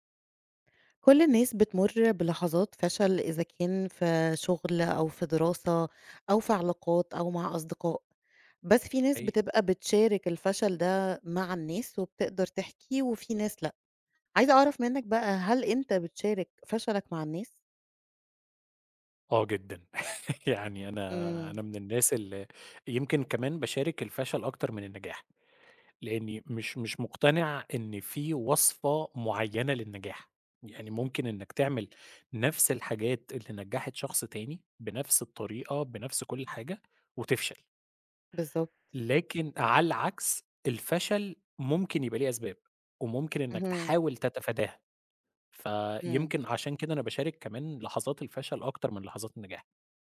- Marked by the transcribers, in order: laugh
- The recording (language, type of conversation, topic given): Arabic, podcast, بتشارك فشلك مع الناس؟ ليه أو ليه لأ؟